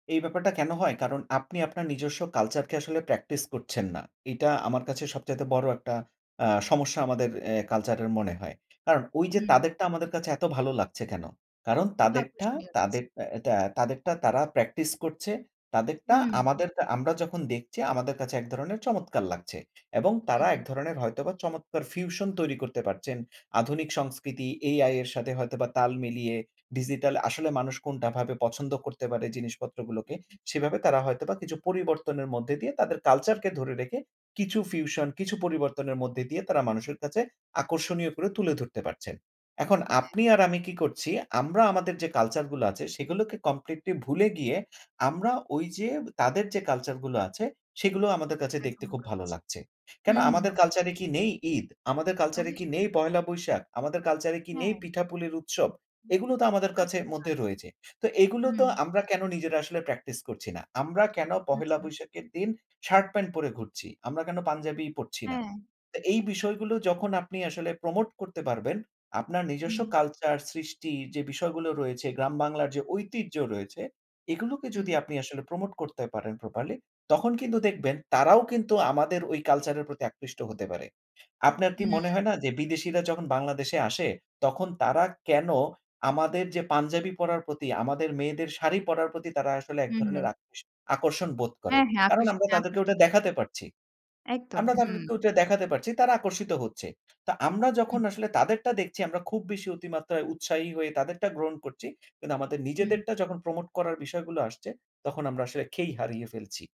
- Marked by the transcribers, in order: in English: "ফিউশন"; "পারছেন" said as "পারচেন"; in English: "ফিউশন"; in English: "প্রমোট"; other background noise; "করছি" said as "করচি"
- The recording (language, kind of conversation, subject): Bengali, podcast, একাকীত্ব কমাতে কমিউনিটি কী করতে পারে বলে মনে হয়?